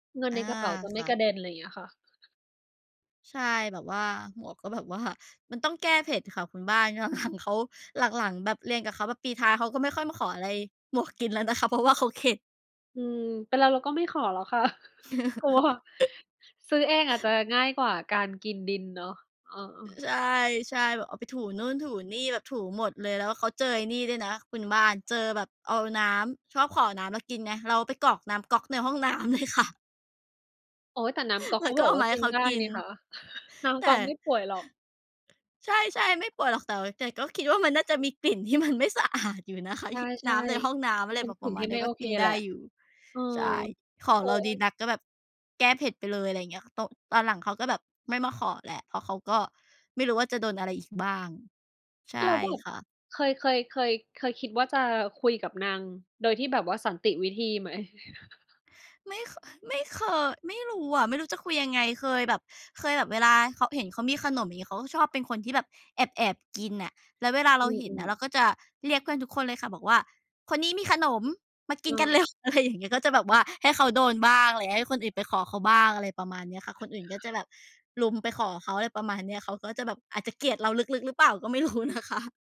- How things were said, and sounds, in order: other background noise; laughing while speaking: "หลัง ๆ"; chuckle; laughing while speaking: "เลยค่ะ"; chuckle; tapping; chuckle; laughing while speaking: "ไม่รู้นะคะ"
- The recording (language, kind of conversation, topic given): Thai, unstructured, คุณจะทำอย่างไรถ้าเพื่อนกินอาหารของคุณโดยไม่ขอก่อน?